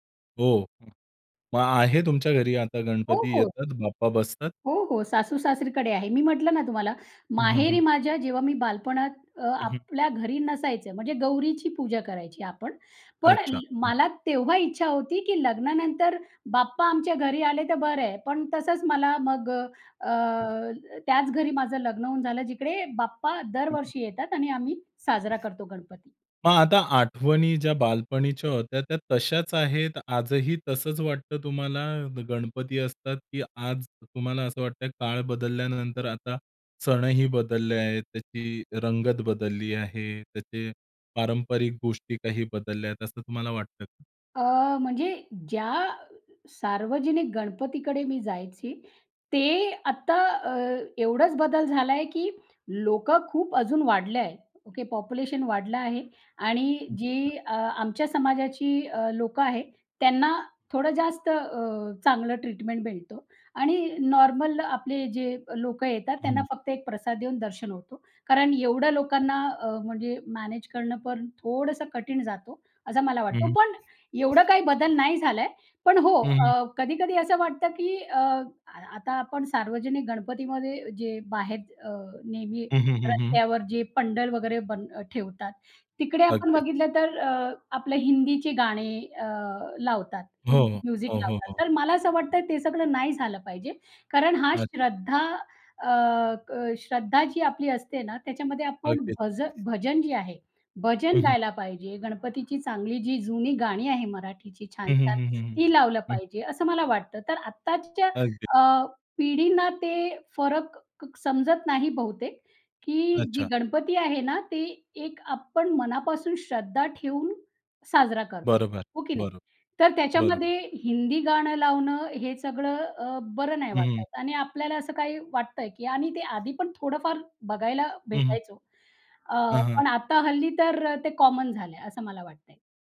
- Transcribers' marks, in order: other noise; tapping; unintelligible speech; in English: "म्युझिक"; in English: "कॉमन"
- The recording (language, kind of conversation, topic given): Marathi, podcast, बालपणीचा एखादा सण साजरा करताना तुम्हाला सर्वात जास्त कोणती आठवण आठवते?